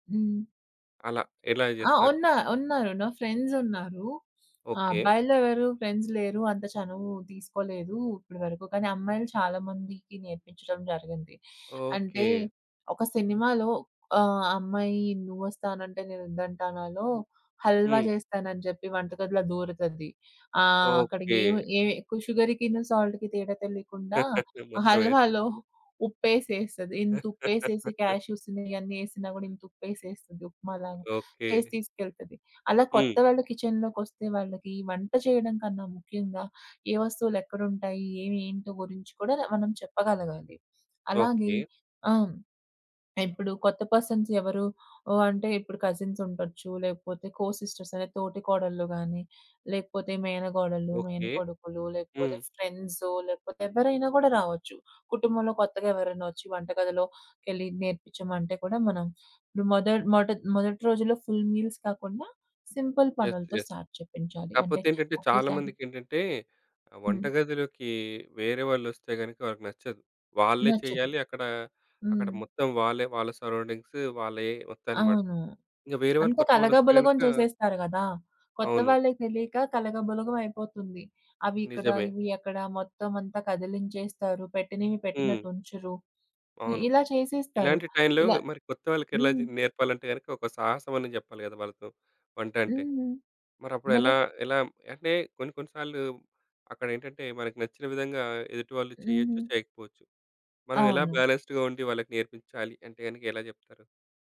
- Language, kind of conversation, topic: Telugu, podcast, కుటుంబంలో కొత్తగా చేరిన వ్యక్తికి మీరు వంట ఎలా నేర్పిస్తారు?
- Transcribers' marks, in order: in English: "ఫ్రెండ్స్"; in English: "సుగర్‌కిను సాల్ట్‌కి"; chuckle; in English: "కాష్యూస్"; laugh; in English: "కిచెన్‌లోకొస్తే"; in English: "పర్సన్స్"; in English: "కోసిస్టర్స్"; in English: "ఫ్రెండ్స్"; in English: "ఫుల్ మీల్స్"; in English: "సింపుల్"; in English: "యెస్, యెస్"; in English: "స్టార్ట్"; tapping; in English: "సరౌండింగ్స్"; in English: "బ్యాలెన్స్‌డ్‌గా"